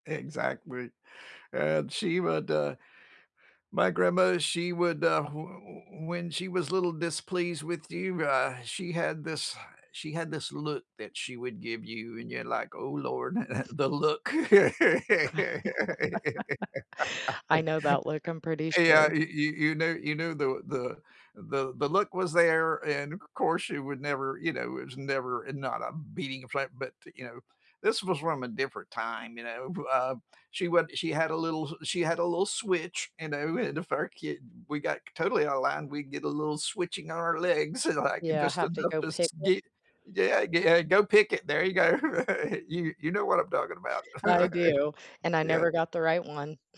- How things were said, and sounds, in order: "Exactly" said as "Exactwy"; chuckle; laugh; laughing while speaking: "and, like"; chuckle; chuckle
- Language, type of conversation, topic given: English, unstructured, What memory always makes you smile?
- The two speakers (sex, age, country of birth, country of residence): female, 45-49, United States, United States; male, 25-29, United States, United States